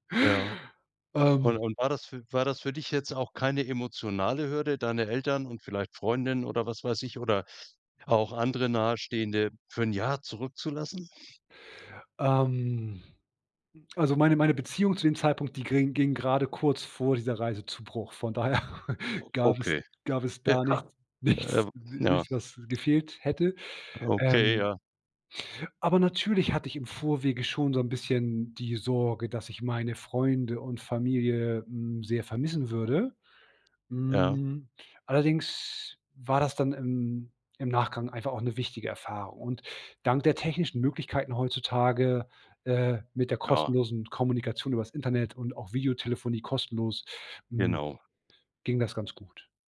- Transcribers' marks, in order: other background noise; "ging-" said as "gring"; laughing while speaking: "daher"; tapping; laughing while speaking: "Ja"; laughing while speaking: "nichts"
- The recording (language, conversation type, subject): German, podcast, Wie war deine erste große Reise, die du allein unternommen hast?